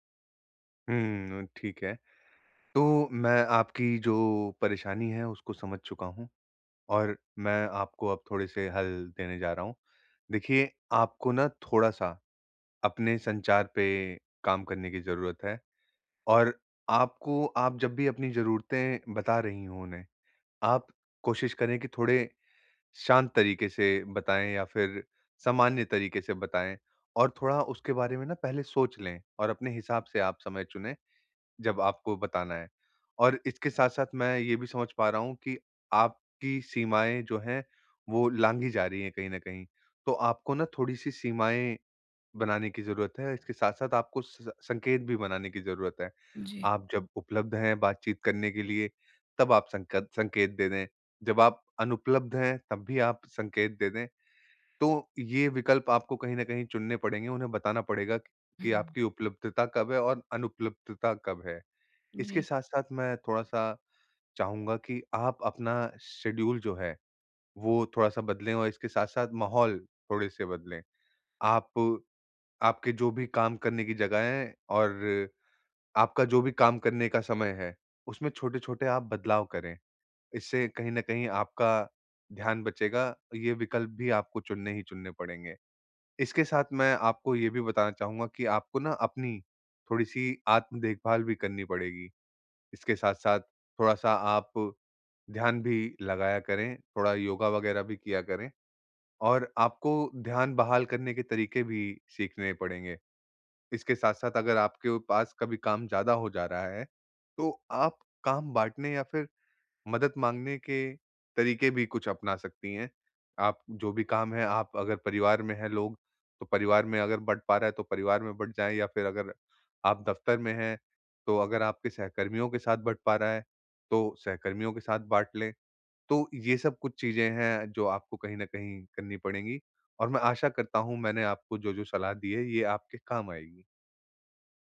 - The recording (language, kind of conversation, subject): Hindi, advice, घर या कार्यस्थल पर लोग बार-बार बीच में टोकते रहें तो क्या करें?
- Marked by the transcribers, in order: in English: "शेड्यूल"